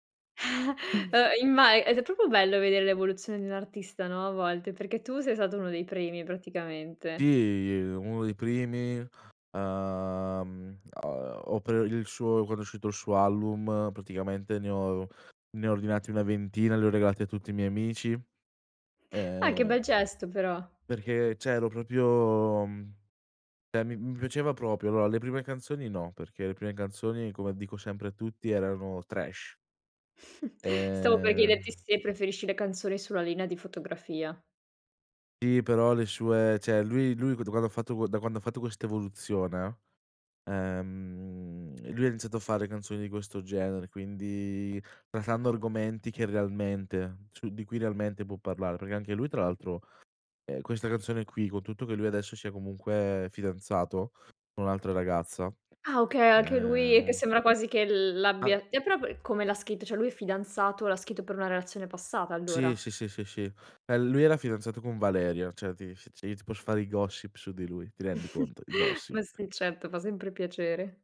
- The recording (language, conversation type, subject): Italian, podcast, Qual è la canzone che più ti rappresenta?
- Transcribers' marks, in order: chuckle; other noise; "album" said as "allum"; other background noise; "cioè" said as "ceh"; "cioè" said as "ceh"; chuckle; "cioè" said as "ceh"; unintelligible speech; "cioè" said as "ceh"; "cioè" said as "ceh"; chuckle